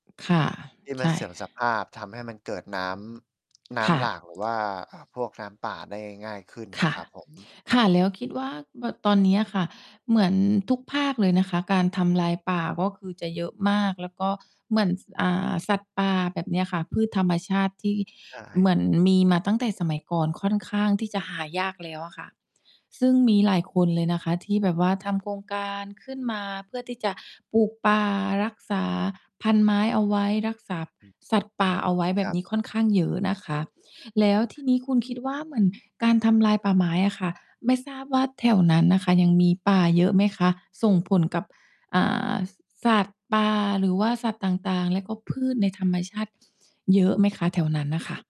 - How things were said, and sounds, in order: tapping; static; lip smack; other background noise
- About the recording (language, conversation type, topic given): Thai, unstructured, ถ้าเราปล่อยให้ป่าไม้ถูกทำลายต่อไป จะเกิดอะไรขึ้น?